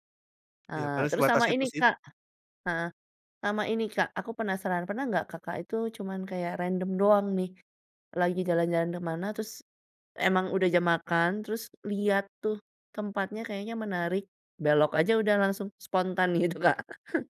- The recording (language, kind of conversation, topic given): Indonesian, podcast, Bagaimana cara kamu menemukan warung lokal favorit saat jalan-jalan?
- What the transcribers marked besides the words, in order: tapping; laughing while speaking: "gitu, Kak"; chuckle